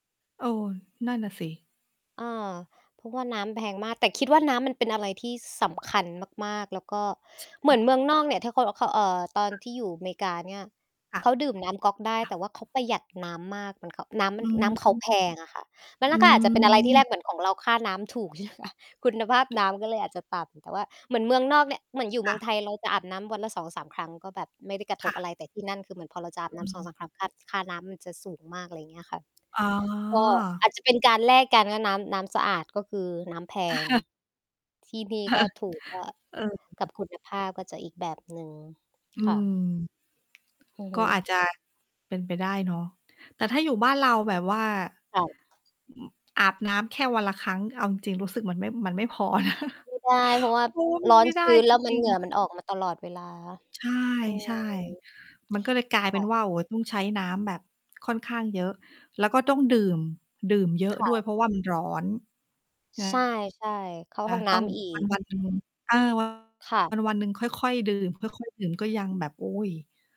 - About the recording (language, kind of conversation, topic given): Thai, unstructured, น้ำสะอาดมีความสำคัญต่อชีวิตของเราอย่างไร?
- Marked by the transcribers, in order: tapping; distorted speech; other background noise; laughing while speaking: "ใช่ไหมคะ"; chuckle; laughing while speaking: "เออ"; other noise; chuckle